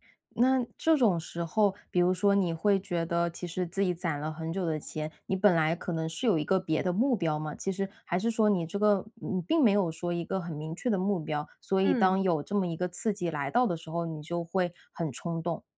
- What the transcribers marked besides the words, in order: none
- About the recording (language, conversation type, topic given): Chinese, advice, 我经常冲动消费，怎样控制花销并减少债务压力？